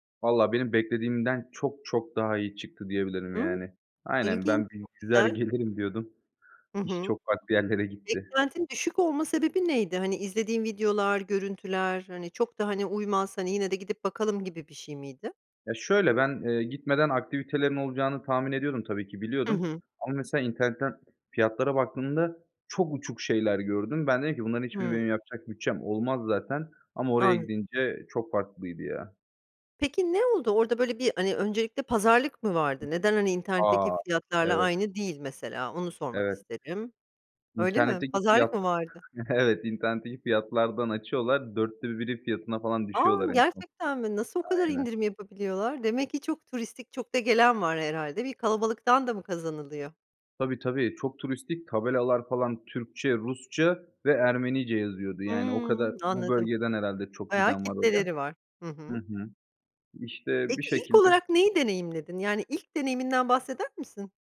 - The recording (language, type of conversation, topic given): Turkish, podcast, Bana unutamadığın bir deneyimini anlatır mısın?
- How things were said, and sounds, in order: other background noise; chuckle